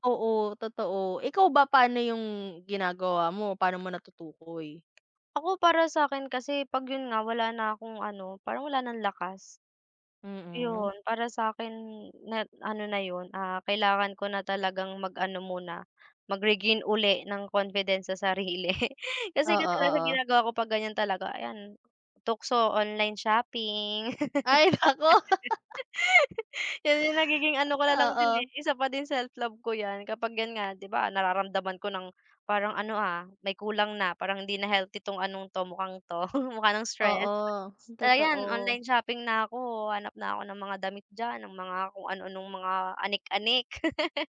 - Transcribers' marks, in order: laughing while speaking: "sarili"; laugh; laughing while speaking: "Ay naku"; tapping; laugh; chuckle; laugh
- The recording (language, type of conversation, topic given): Filipino, unstructured, Paano mo ipinapakita ang pagmamahal sa sarili?